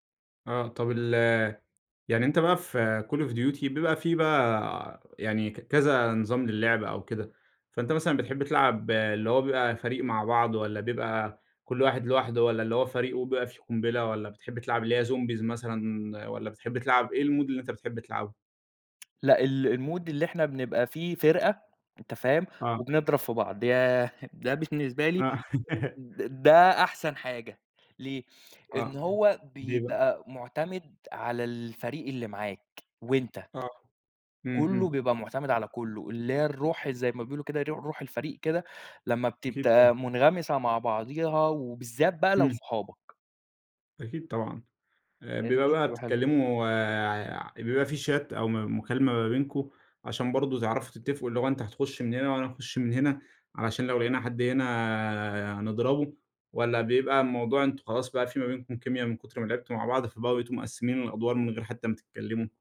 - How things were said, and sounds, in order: in English: "zombies"; in English: "الMood"; tsk; in English: "الmood"; chuckle; laughing while speaking: "ده بالنسبة لي"; unintelligible speech; in English: "شات"
- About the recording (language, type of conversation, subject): Arabic, podcast, إيه هي هوايتك المفضلة وليه؟